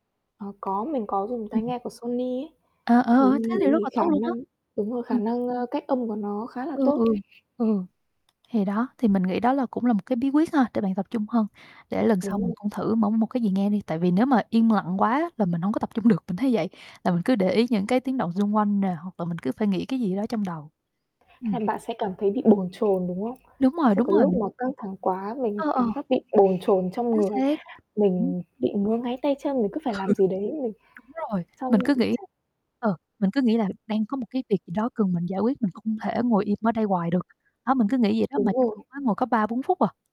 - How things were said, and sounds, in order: distorted speech; other background noise; laughing while speaking: "Ừ"; tapping; unintelligible speech; laughing while speaking: "Ừ"
- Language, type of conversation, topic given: Vietnamese, unstructured, Bạn thường làm gì khi cảm thấy căng thẳng?